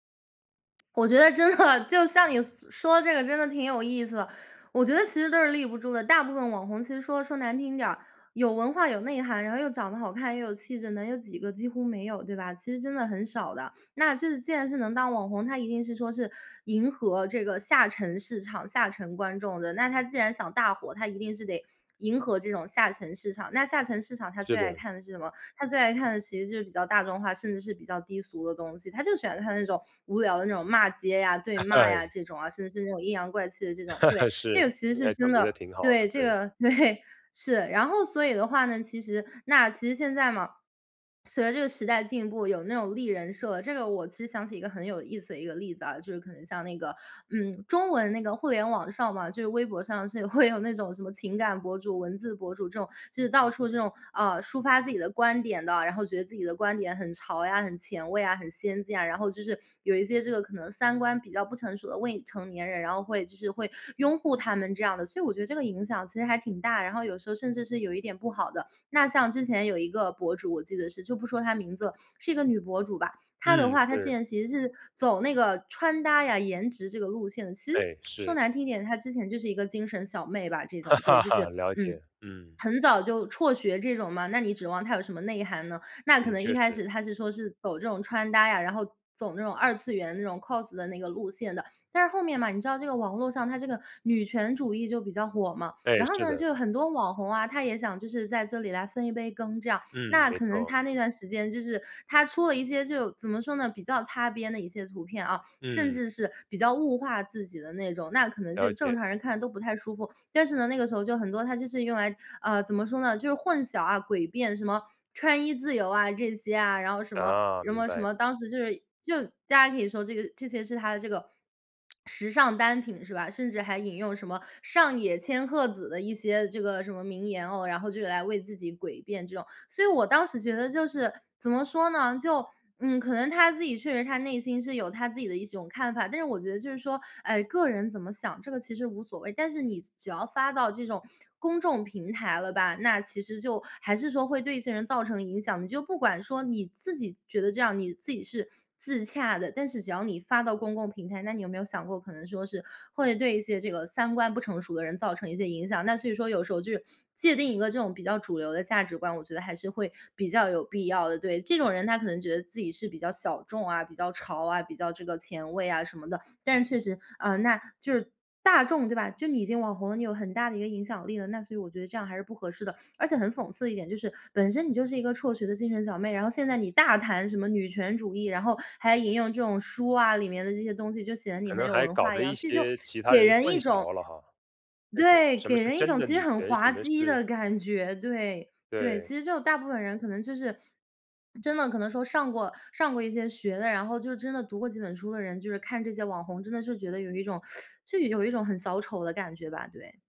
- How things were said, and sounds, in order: other background noise; laughing while speaking: "真的"; chuckle; laughing while speaking: "对"; laughing while speaking: "会有"; lip smack; laugh; in English: "cos"; swallow; teeth sucking
- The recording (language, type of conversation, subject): Chinese, podcast, 网红呈现出来的形象和真实情况到底相差有多大？